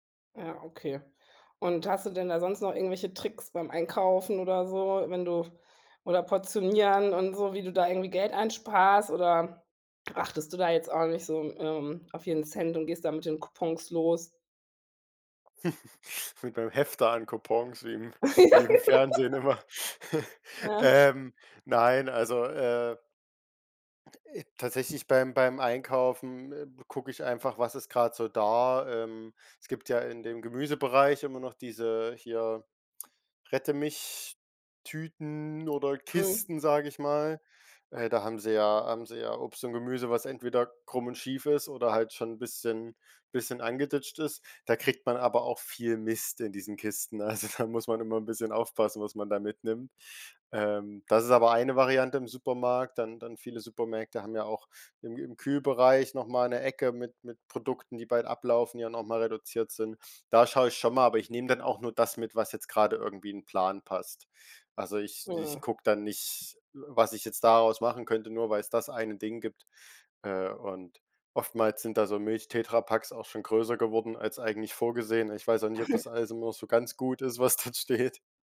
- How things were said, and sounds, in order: chuckle; laughing while speaking: "Ja, genau"; chuckle; other noise; laughing while speaking: "also da"; chuckle; laughing while speaking: "dort steht"
- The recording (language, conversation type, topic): German, podcast, Wie kann man Lebensmittelverschwendung sinnvoll reduzieren?
- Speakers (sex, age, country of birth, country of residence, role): female, 40-44, Germany, Germany, host; male, 18-19, Germany, Germany, guest